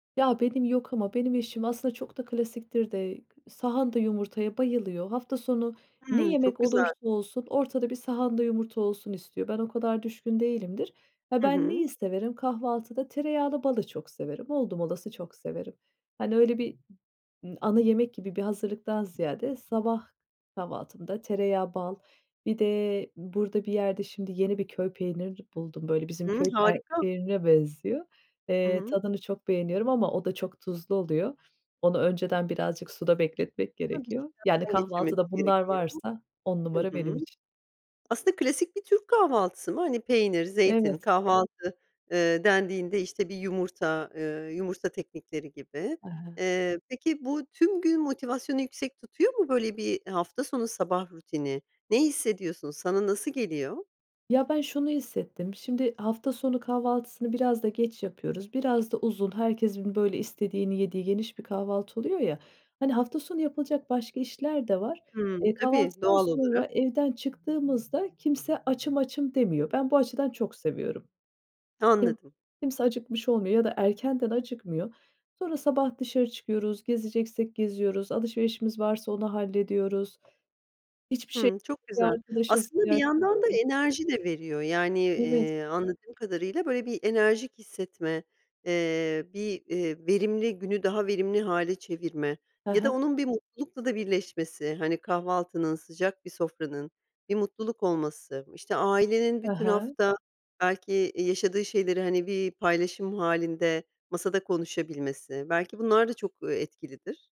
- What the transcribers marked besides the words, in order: other background noise; tapping; unintelligible speech
- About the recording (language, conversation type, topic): Turkish, podcast, Sabah rutinin genelde senin için nasıl başlıyor?